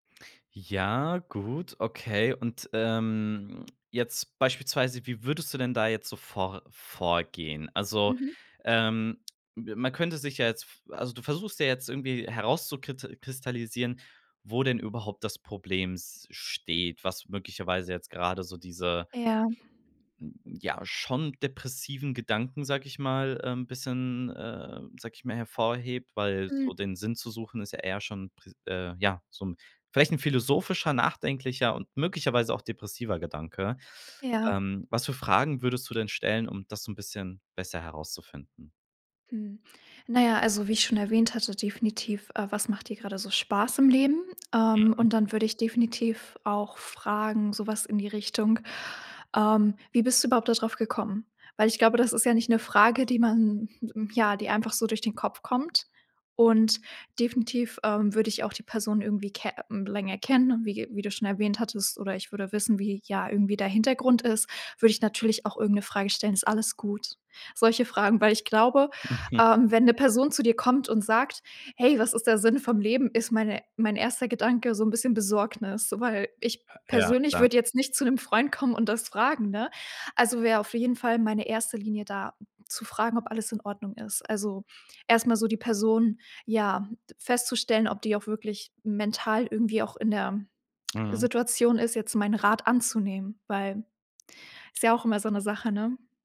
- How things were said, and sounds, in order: unintelligible speech; chuckle
- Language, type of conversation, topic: German, podcast, Was würdest du einem Freund raten, der nach Sinn im Leben sucht?